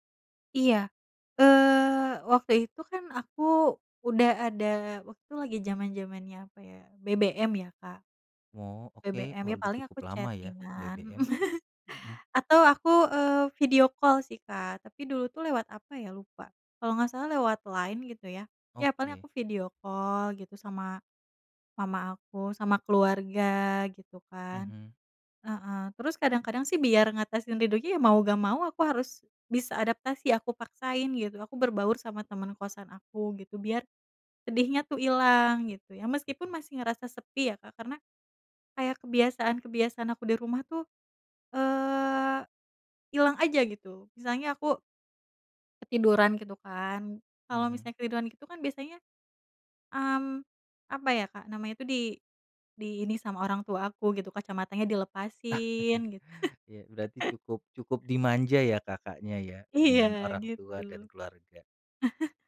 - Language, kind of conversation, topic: Indonesian, podcast, Bisakah kamu menceritakan pengalaman saat kamu merasa kesepian?
- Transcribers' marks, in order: chuckle; in English: "video call"; in English: "video call"; other background noise; chuckle; laughing while speaking: "Iya"; chuckle